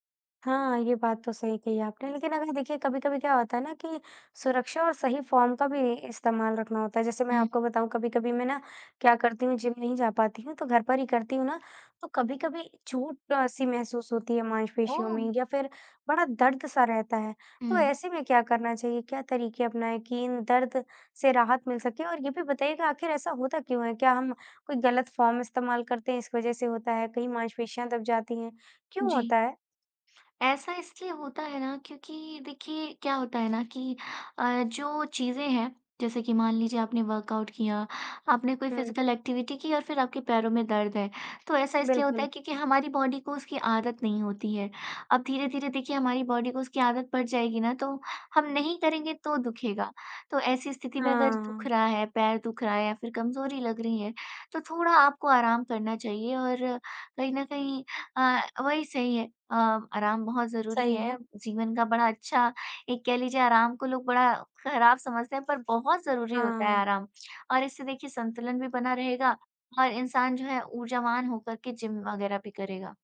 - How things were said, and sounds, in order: in English: "फ़ॉर्म"; in English: "फ़ॉर्म"; in English: "वर्कआउट"; in English: "फिज़िकल एक्टिविटी"; in English: "बॉडी"; in English: "बॉडी"; tapping
- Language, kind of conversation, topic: Hindi, podcast, जिम नहीं जा पाएं तो घर पर व्यायाम कैसे करें?